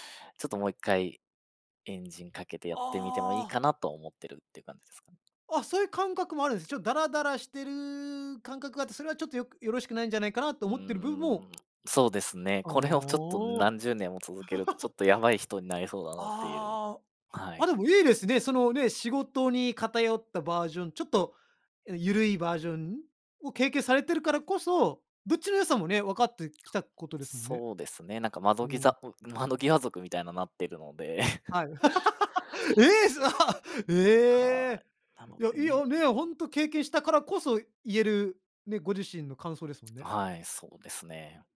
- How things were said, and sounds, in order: tapping; laugh; other noise; chuckle; laugh; surprised: "え！すご！ええ"
- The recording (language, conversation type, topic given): Japanese, podcast, 仕事と私生活のバランスは、どのように保っていますか？